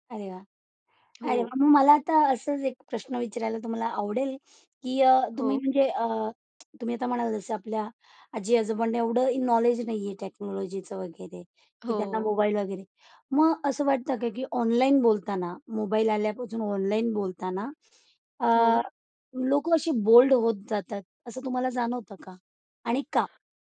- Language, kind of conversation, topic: Marathi, podcast, घरातल्या लोकांशी फक्त ऑनलाइन संवाद ठेवल्यावर नात्यात बदल होतो का?
- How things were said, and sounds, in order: tapping; in English: "टेक्नॉलॉजीचं"; other background noise